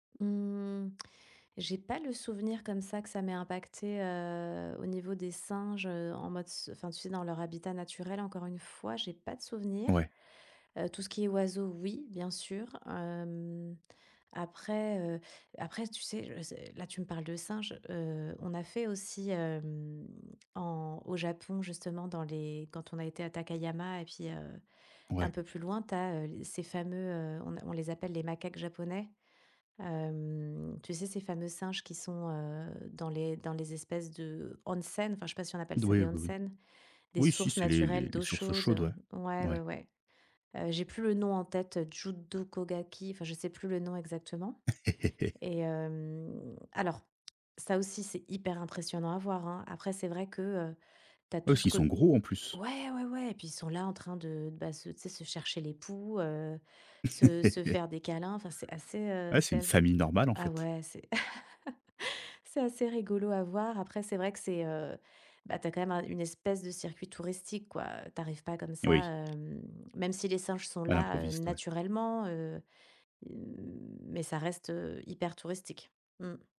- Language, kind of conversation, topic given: French, podcast, Peux-tu me raconter une rencontre inattendue avec un animal sauvage ?
- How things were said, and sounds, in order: in Japanese: "onsen"; in Japanese: "onsen"; laugh; laugh; laugh; tapping; drawn out: "mais"